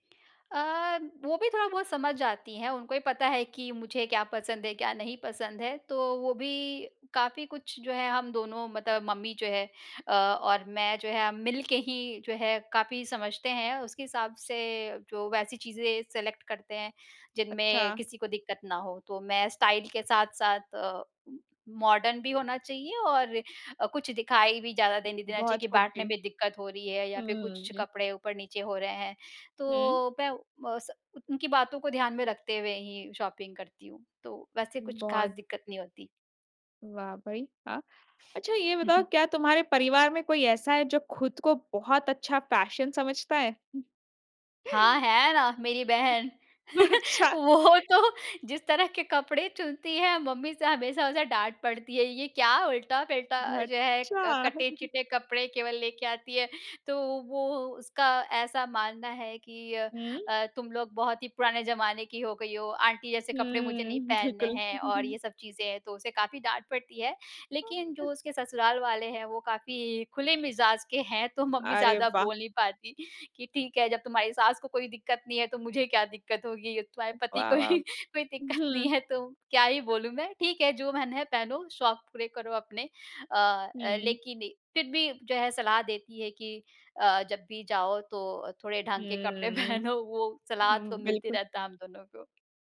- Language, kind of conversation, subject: Hindi, podcast, परिवार की राय आपके पहनावे को कैसे बदलती है?
- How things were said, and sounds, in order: in English: "सेलेक्ट"; in English: "स्टाइल"; in English: "मॉडर्न"; in English: "शॉपिंग"; chuckle; in English: "फैशन"; chuckle; tapping; laughing while speaking: "वो तो जिस तरह के … उल्टा-पलटा जो है"; laughing while speaking: "अच्छा"; chuckle; chuckle; other background noise; laughing while speaking: "पति को ही कोई दिक्कत नहीं है, तो क्या ही बोलूँ मैं"; laughing while speaking: "कपड़े पहनो"